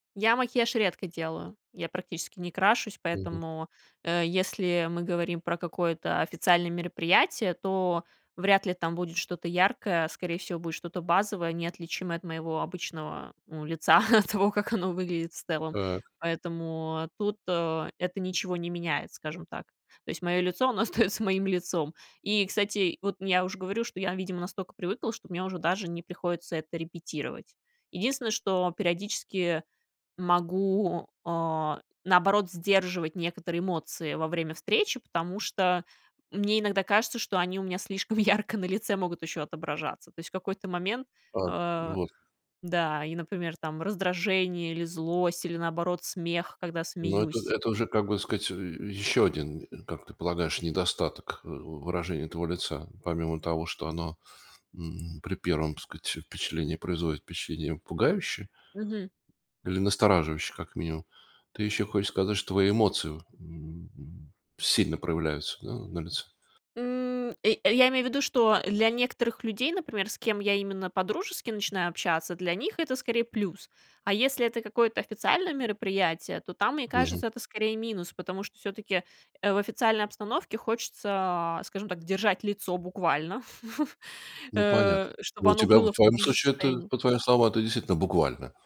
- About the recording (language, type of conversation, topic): Russian, podcast, Как вы готовитесь произвести хорошее первое впечатление?
- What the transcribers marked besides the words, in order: laughing while speaking: "от того, как"; laughing while speaking: "остаётся"; tapping; laughing while speaking: "ярко"; chuckle